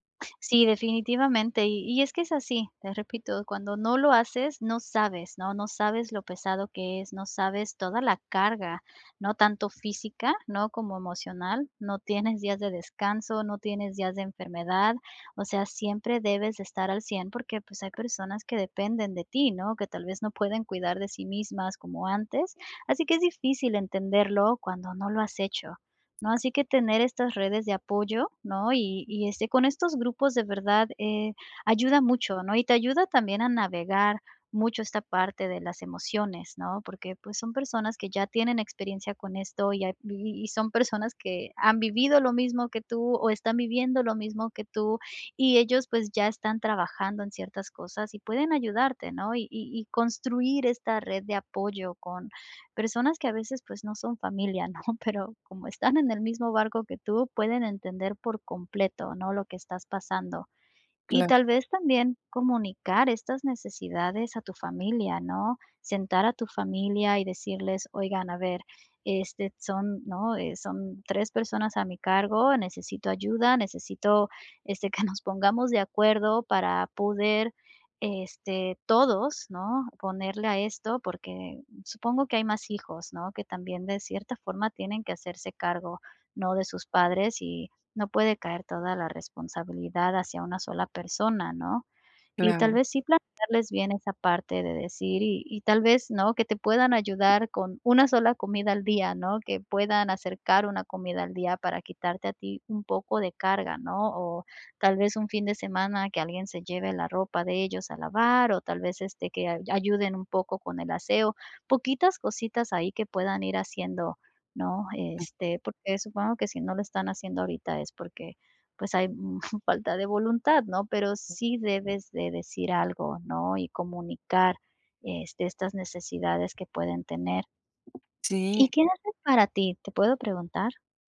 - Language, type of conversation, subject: Spanish, advice, ¿Cómo puedo manejar la soledad y la falta de apoyo emocional mientras me recupero del agotamiento?
- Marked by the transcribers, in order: other background noise; laughing while speaking: "¿no?"; laughing while speaking: "que nos"; other noise; chuckle; tapping